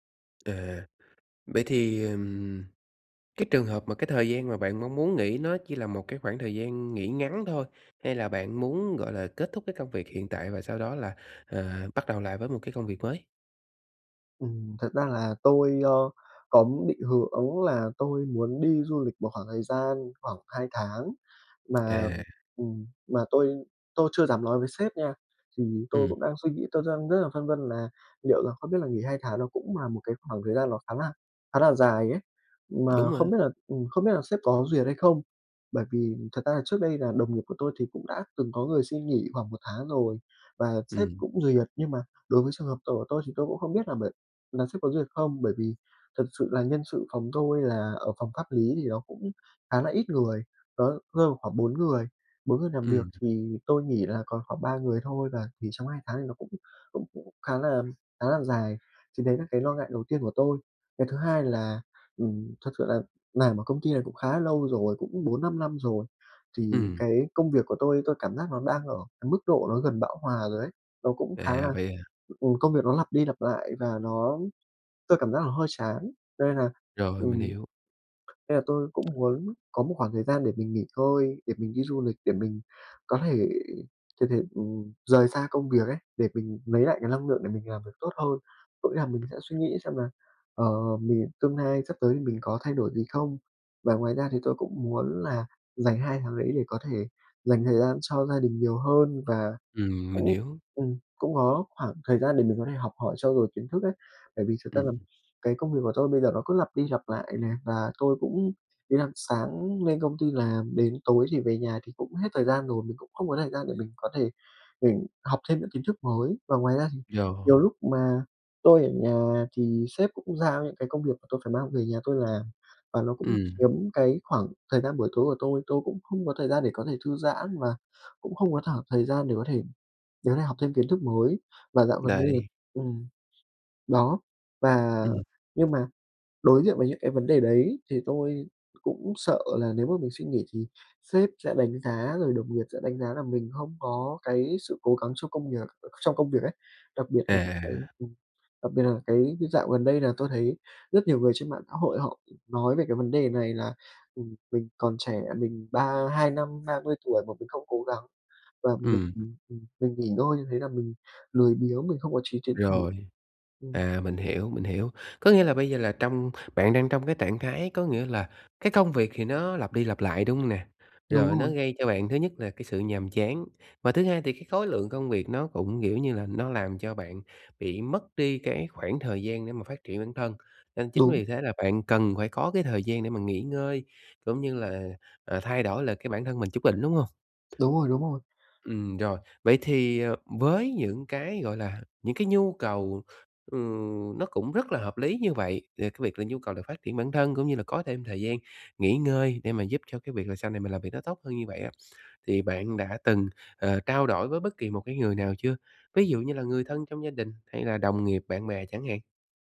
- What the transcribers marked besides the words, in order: tapping; other background noise; other noise
- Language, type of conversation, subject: Vietnamese, advice, Bạn sợ bị đánh giá như thế nào khi bạn cần thời gian nghỉ ngơi hoặc giảm tải?